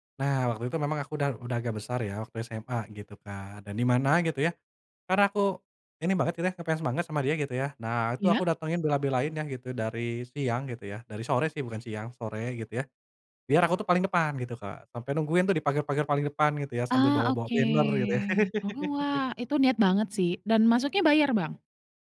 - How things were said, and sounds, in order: drawn out: "oke"; in English: "banner"; laugh
- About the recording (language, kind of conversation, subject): Indonesian, podcast, Ceritakan konser paling berkesan yang pernah kamu tonton?